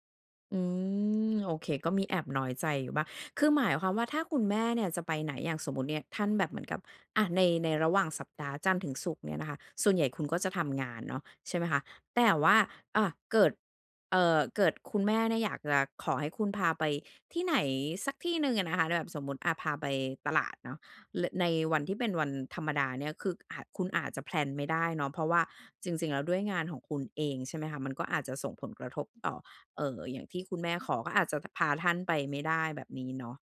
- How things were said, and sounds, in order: in English: "แพลน"
- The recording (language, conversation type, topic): Thai, podcast, จะจัดสมดุลงานกับครอบครัวอย่างไรให้ลงตัว?